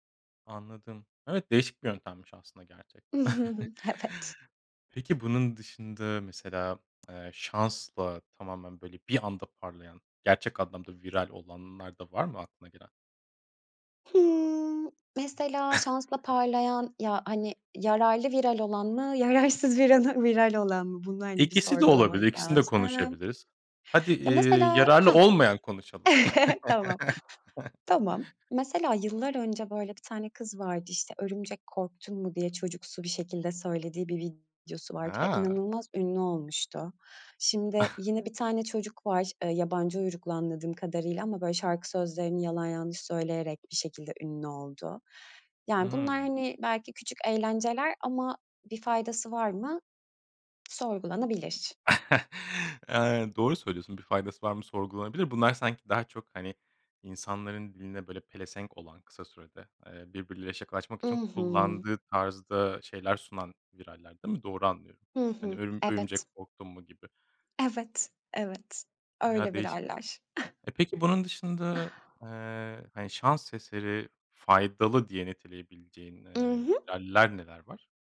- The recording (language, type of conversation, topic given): Turkish, podcast, Viral olmak şans işi mi, yoksa stratejiyle planlanabilir mi?
- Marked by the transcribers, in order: chuckle; other background noise; laughing while speaking: "Evet"; chuckle; chuckle; laughing while speaking: "yararsız viranı"; tapping; chuckle; chuckle; chuckle; chuckle; chuckle